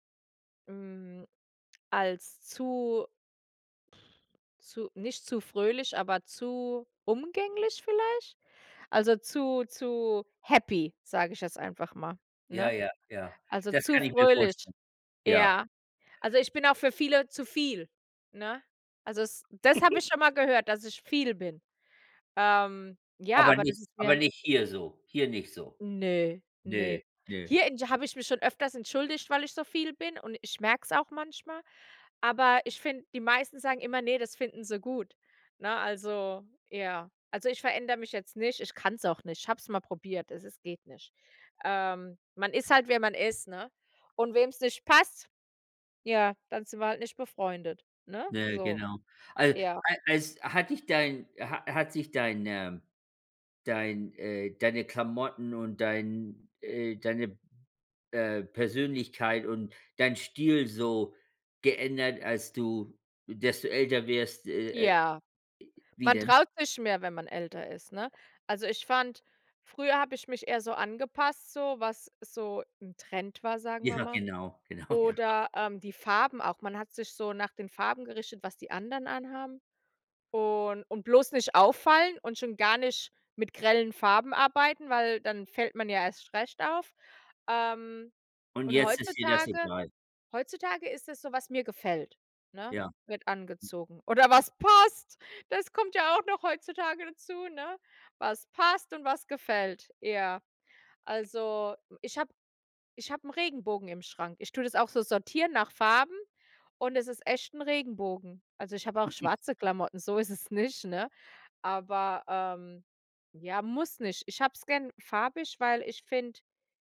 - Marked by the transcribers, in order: giggle; laughing while speaking: "genau, ja"; stressed: "Oder was passt"; chuckle
- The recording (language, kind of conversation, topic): German, unstructured, Wie würdest du deinen Stil beschreiben?